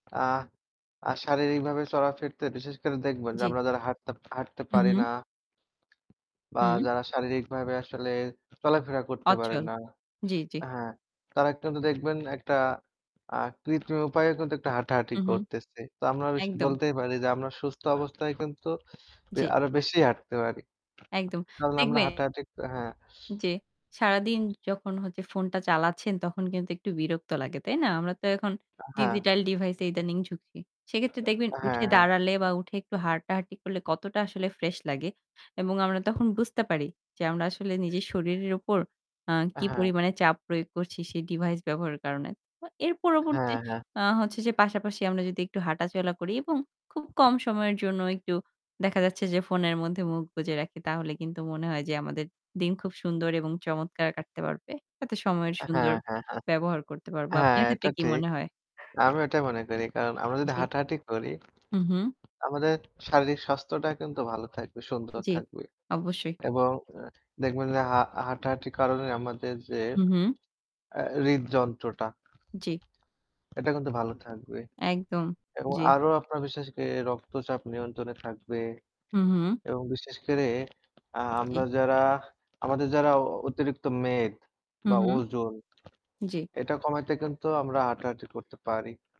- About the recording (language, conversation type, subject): Bengali, unstructured, আপনি কি প্রতিদিন হাঁটার চেষ্টা করেন, আর কেন করেন বা কেন করেন না?
- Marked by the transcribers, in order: distorted speech; "চলা" said as "চড়া"; tapping; other background noise; static; horn; "কিন্তু" said as "কুন্তু"